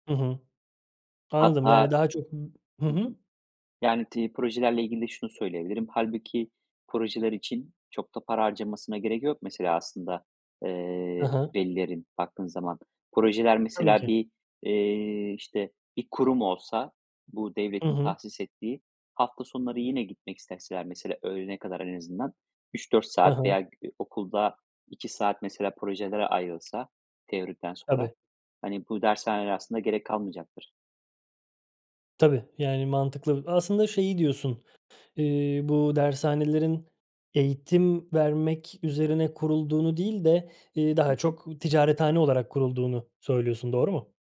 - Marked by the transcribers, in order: other background noise
- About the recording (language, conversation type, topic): Turkish, podcast, Sınav odaklı eğitim hakkında ne düşünüyorsun?